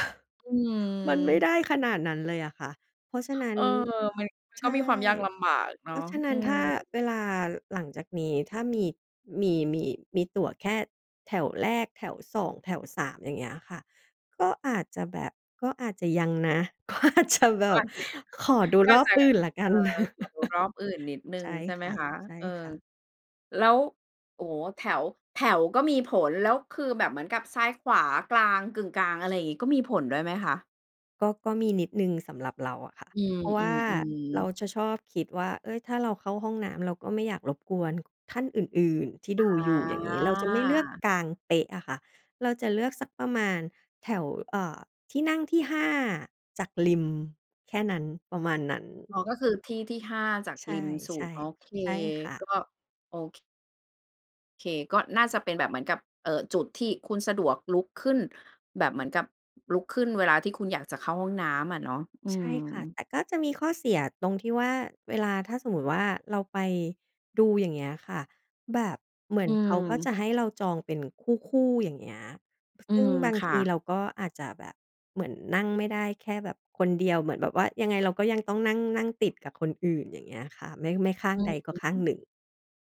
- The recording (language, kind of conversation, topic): Thai, podcast, คุณคิดอย่างไรกับการดูหนังในโรงหนังเทียบกับการดูที่บ้าน?
- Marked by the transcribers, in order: chuckle; laughing while speaking: "ก็อาจจะแบบ"; laughing while speaking: "ย"; chuckle; laugh; drawn out: "อา"; other background noise